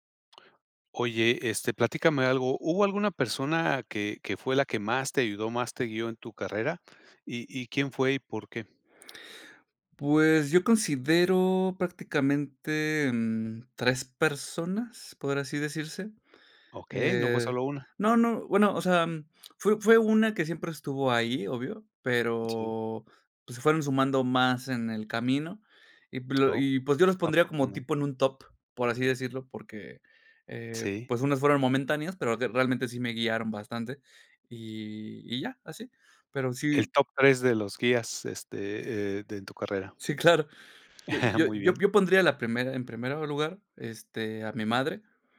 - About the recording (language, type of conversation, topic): Spanish, podcast, ¿Quién fue la persona que más te guió en tu carrera y por qué?
- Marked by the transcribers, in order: other background noise; lip smack; chuckle